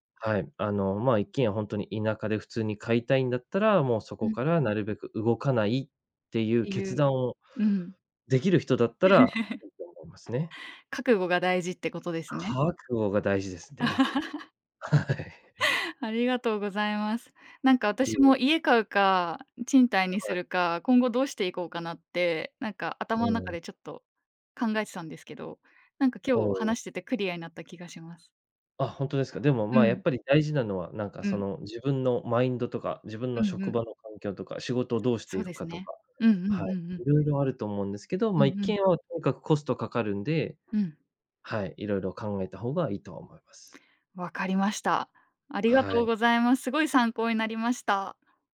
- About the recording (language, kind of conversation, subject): Japanese, podcast, 家は購入と賃貸のどちらを選ぶべきだと思いますか？
- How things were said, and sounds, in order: other background noise; chuckle; laugh